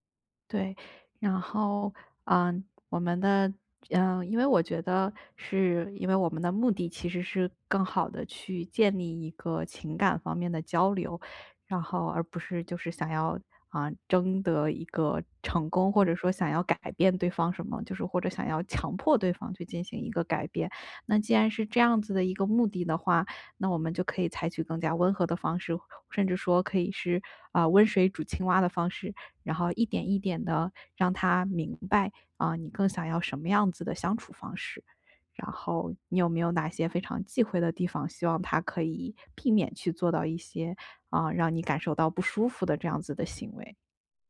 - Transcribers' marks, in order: tapping
- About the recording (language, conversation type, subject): Chinese, advice, 我该如何在新关系中设立情感界限？